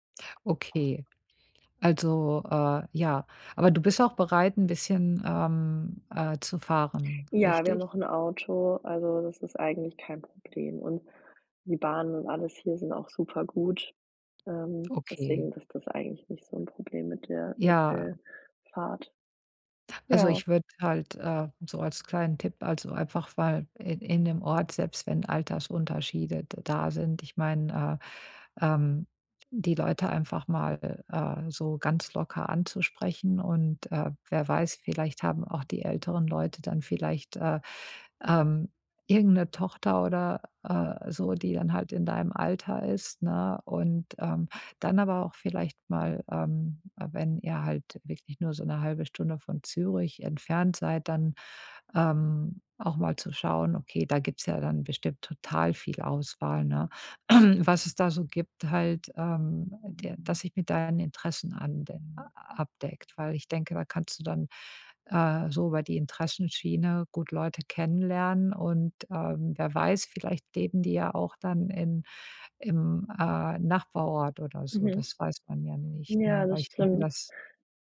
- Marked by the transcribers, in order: throat clearing
- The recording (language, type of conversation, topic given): German, advice, Wie kann ich entspannt neue Leute kennenlernen, ohne mir Druck zu machen?